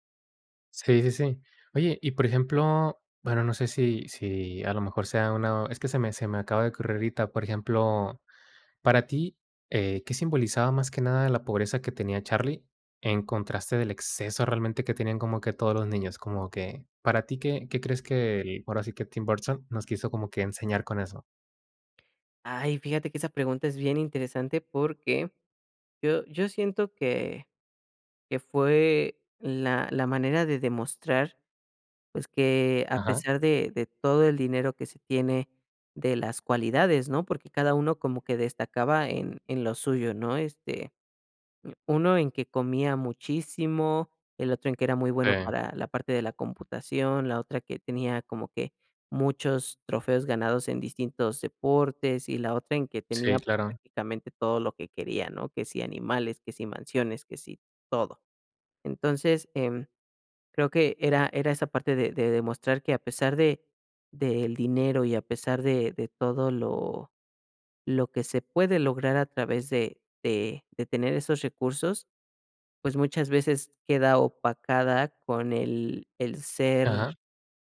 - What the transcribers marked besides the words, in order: none
- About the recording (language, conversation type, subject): Spanish, podcast, ¿Qué película te marcó de joven y por qué?